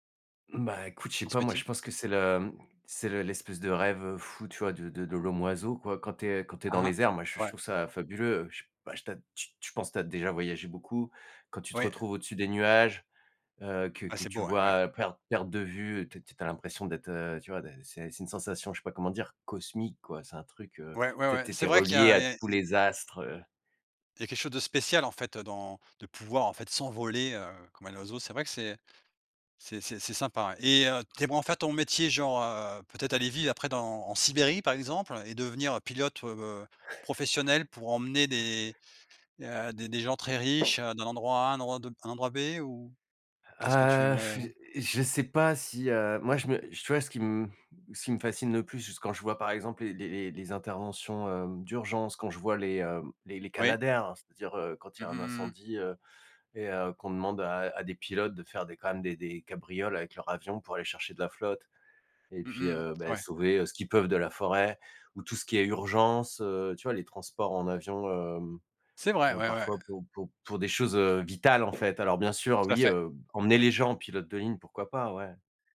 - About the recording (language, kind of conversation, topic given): French, unstructured, Quel métier aimerais-tu faire plus tard ?
- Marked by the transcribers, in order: stressed: "cosmique"; other background noise; tapping; blowing; stressed: "vitales"